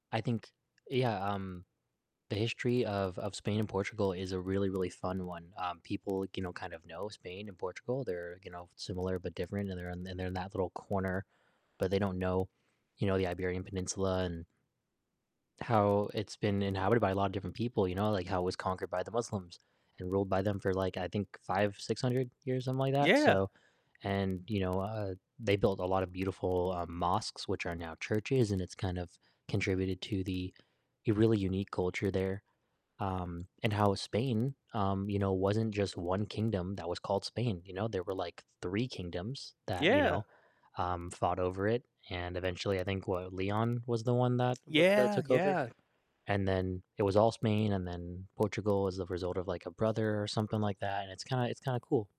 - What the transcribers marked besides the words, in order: distorted speech; static; other background noise
- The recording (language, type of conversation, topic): English, unstructured, Which area of science or history are you most interested in these days, and what drew you to it?